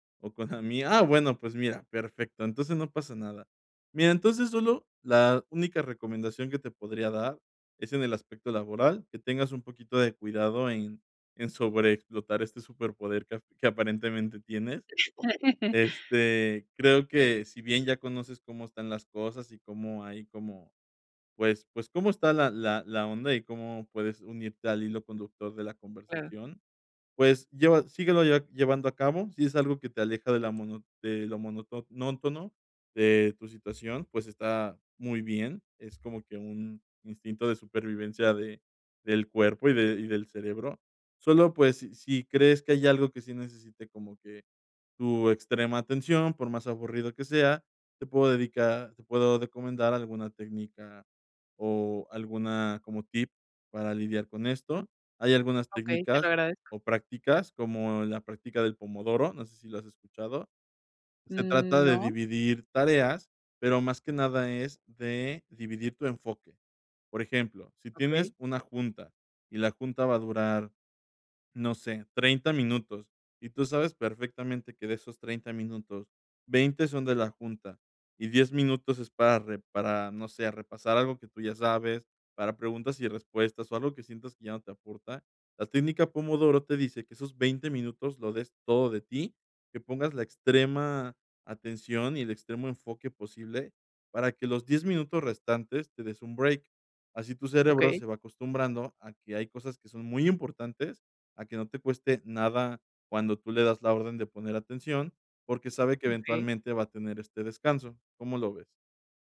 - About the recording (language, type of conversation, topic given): Spanish, advice, ¿Cómo puedo evitar distraerme cuando me aburro y así concentrarme mejor?
- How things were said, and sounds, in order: chuckle; laugh; tapping; "monótono" said as "monotonóntono"